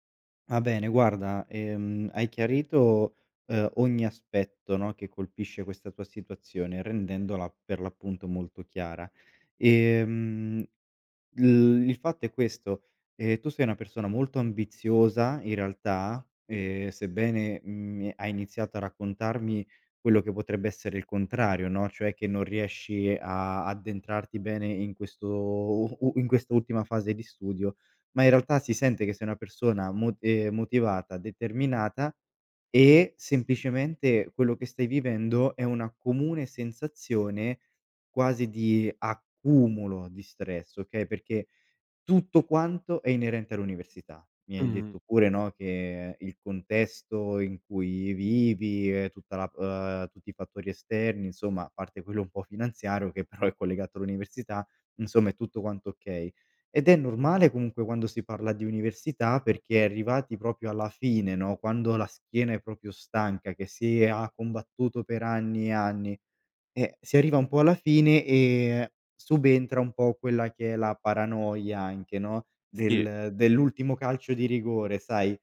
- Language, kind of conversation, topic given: Italian, advice, Perché mi sento in colpa o in ansia quando non sono abbastanza produttivo?
- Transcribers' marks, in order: "proprio" said as "propio"; "proprio" said as "propio"